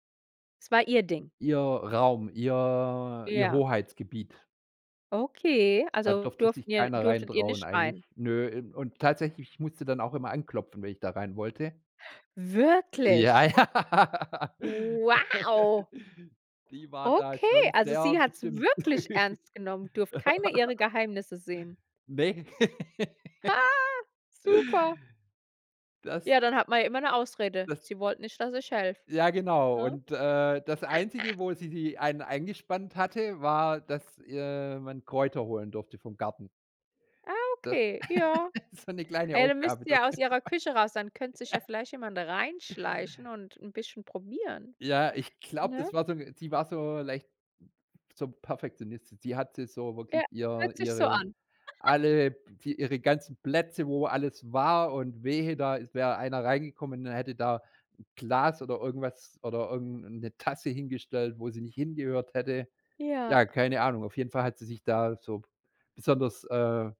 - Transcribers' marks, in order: surprised: "Wirklich?"; laughing while speaking: "ja"; laugh; put-on voice: "Wow"; stressed: "wirklich"; laugh; laugh; giggle; laugh; laughing while speaking: "man"; giggle; giggle
- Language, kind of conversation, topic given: German, podcast, Welche Tradition gibt es in deiner Familie, und wie läuft sie genau ab?